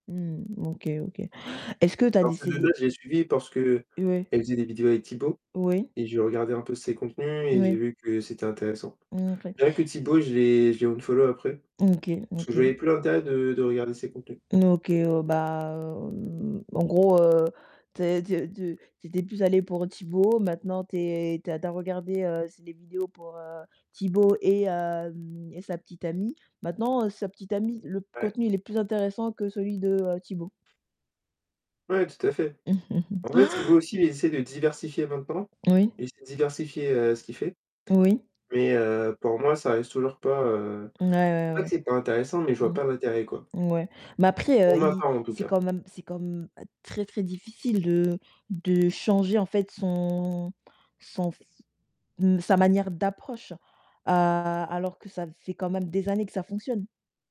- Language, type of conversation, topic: French, unstructured, Préféreriez-vous être célèbre pour quelque chose de positif ou pour quelque chose de controversé ?
- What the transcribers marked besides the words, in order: distorted speech; in English: "unfollow"; chuckle; tapping; other background noise